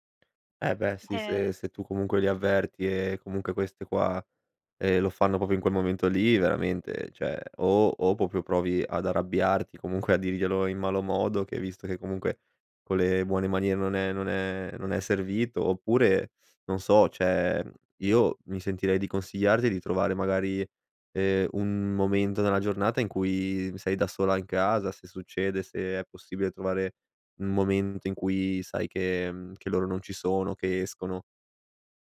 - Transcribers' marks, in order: tapping; "proprio" said as "propo"; "cioè" said as "ceh"; "proprio" said as "propo"; chuckle; "cioè" said as "ceh"; "consigliarti" said as "consigliardi"
- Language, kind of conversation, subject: Italian, advice, Come posso concentrarmi se in casa c’è troppo rumore?